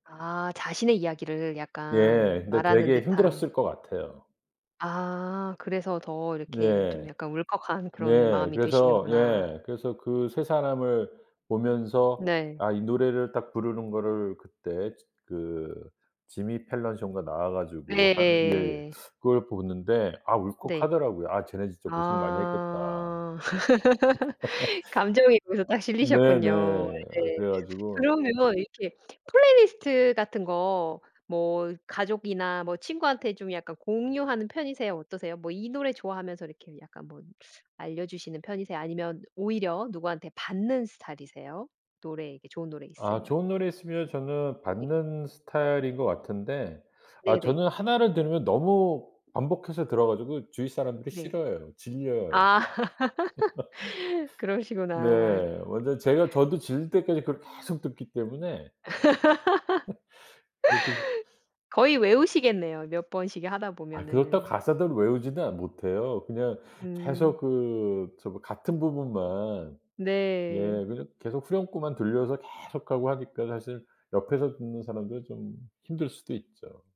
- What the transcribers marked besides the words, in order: other background noise; tapping; laugh; laugh; laugh; laugh; laugh; laughing while speaking: "그게 진짜"
- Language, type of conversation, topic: Korean, podcast, 요즘 자주 듣는 노래가 뭐야?